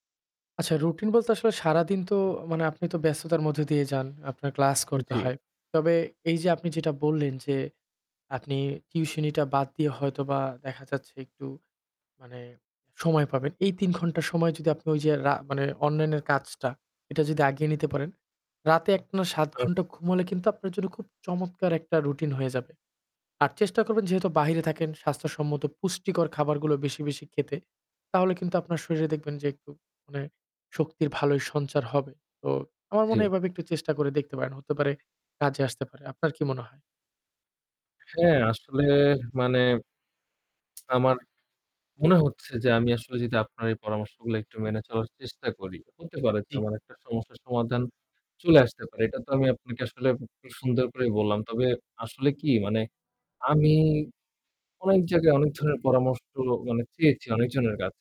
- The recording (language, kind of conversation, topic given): Bengali, advice, রাতে ঘুম না হওয়া ও ক্রমাগত চিন্তা আপনাকে কীভাবে প্রভাবিত করছে?
- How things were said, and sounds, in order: distorted speech; static